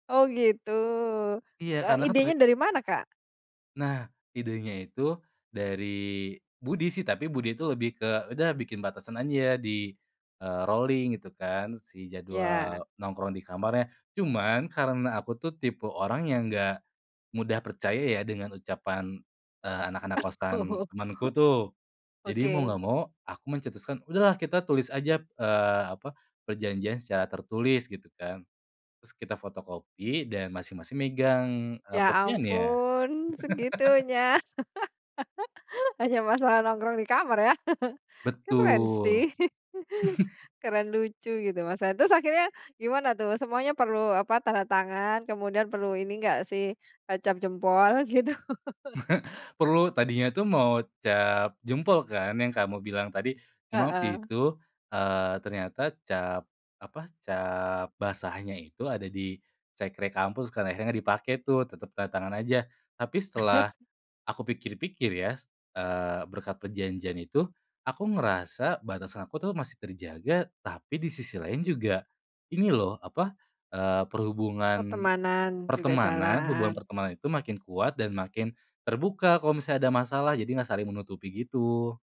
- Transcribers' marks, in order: tapping; in English: "rolling"; chuckle; laugh; chuckle; chuckle; chuckle; laughing while speaking: "gitu?"; chuckle; chuckle
- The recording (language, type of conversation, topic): Indonesian, podcast, Bagaimana cara menegaskan batas tanpa membuat hubungan menjadi renggang?